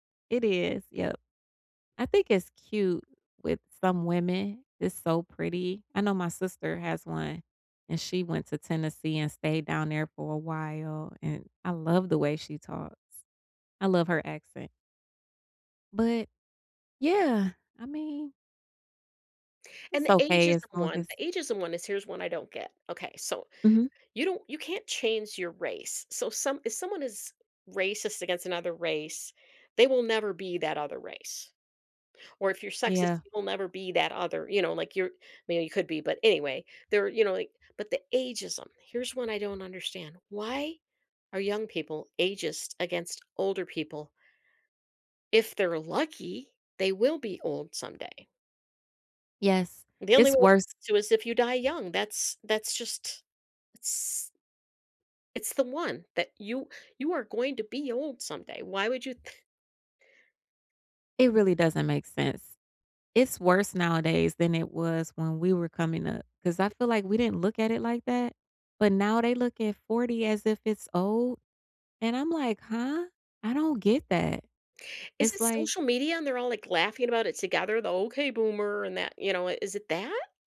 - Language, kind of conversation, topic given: English, unstructured, How do you react when someone stereotypes you?
- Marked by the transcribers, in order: other background noise; tapping; put-on voice: "Okay boomer"